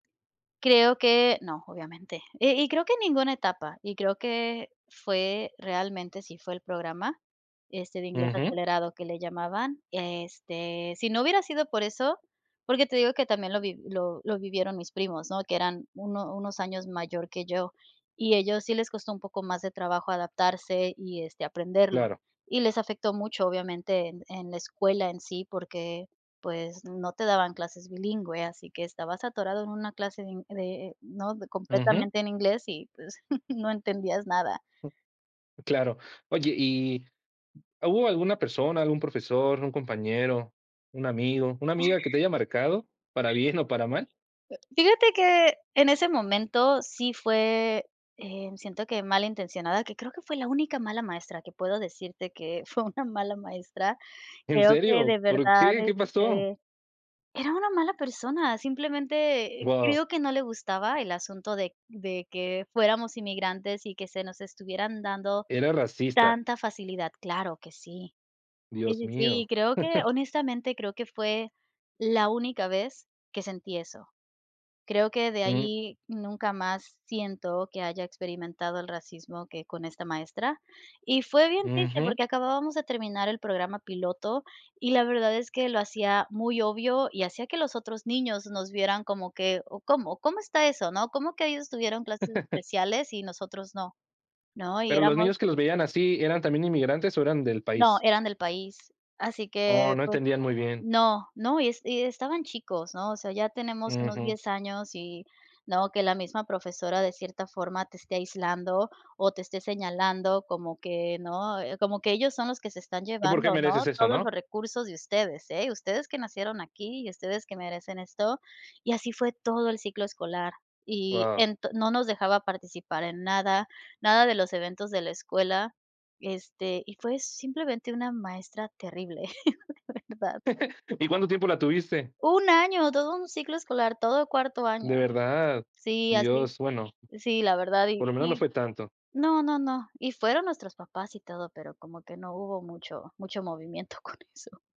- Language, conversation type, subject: Spanish, podcast, ¿Cómo recuerdas tu etapa escolar y qué te marcó más?
- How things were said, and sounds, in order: chuckle; other background noise; other noise; laughing while speaking: "fue una"; chuckle; chuckle; laughing while speaking: "de verdad"; chuckle; laughing while speaking: "con eso"